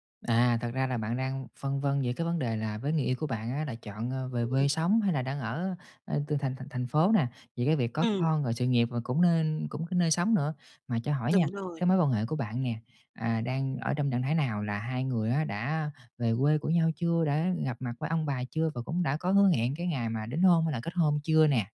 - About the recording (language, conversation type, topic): Vietnamese, advice, Làm sao để hai người trao đổi và tìm được hướng dung hòa khi khác nhau về kế hoạch tương lai như chuyện có con, sự nghiệp và nơi sẽ sống?
- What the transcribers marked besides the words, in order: tapping